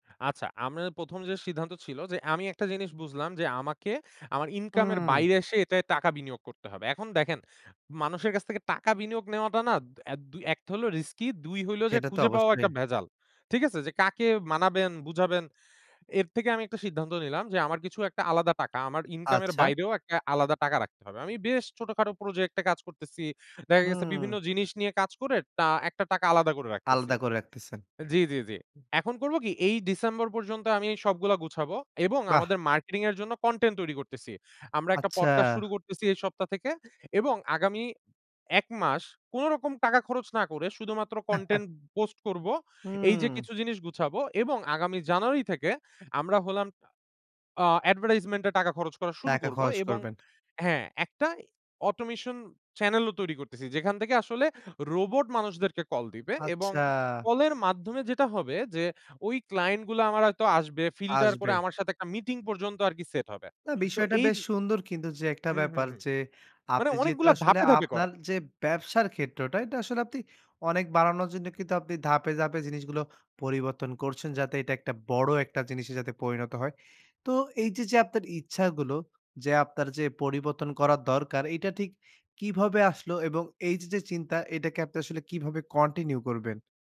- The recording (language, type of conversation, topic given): Bengali, podcast, আপনি কীভাবে ছোট ছোট ধাপে একটি বড় ধারণা গড়ে তোলেন?
- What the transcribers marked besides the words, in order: in English: "পডকাস্ট"; chuckle; in English: "অটোমেশন চ্যানেল"